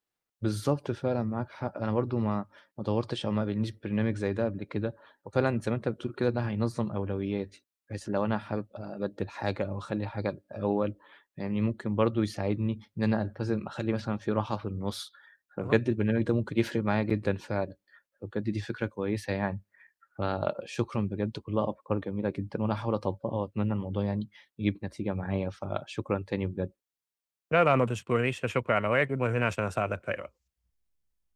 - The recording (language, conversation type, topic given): Arabic, advice, إزاي أرتّب أولوياتي بحيث آخد راحتي من غير ما أحس بالذنب؟
- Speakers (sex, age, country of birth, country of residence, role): male, 20-24, Egypt, Egypt, user; male, 30-34, Egypt, Egypt, advisor
- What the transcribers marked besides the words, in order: none